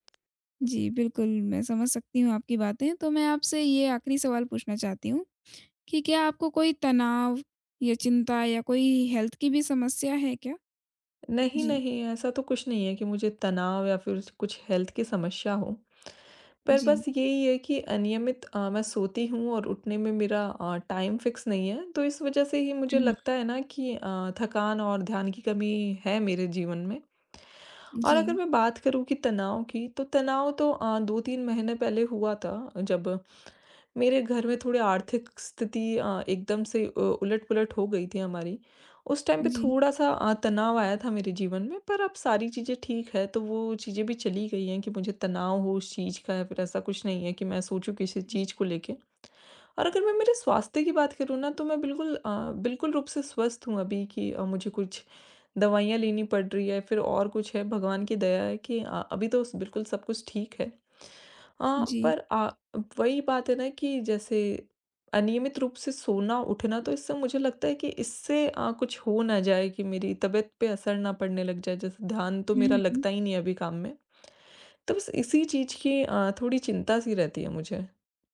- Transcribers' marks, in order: in English: "हेल्थ"; in English: "हेल्थ"; in English: "टाइम फिक्स"; in English: "टाइम"
- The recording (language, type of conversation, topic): Hindi, advice, आपकी नींद अनियमित होने से आपको थकान और ध्यान की कमी कैसे महसूस होती है?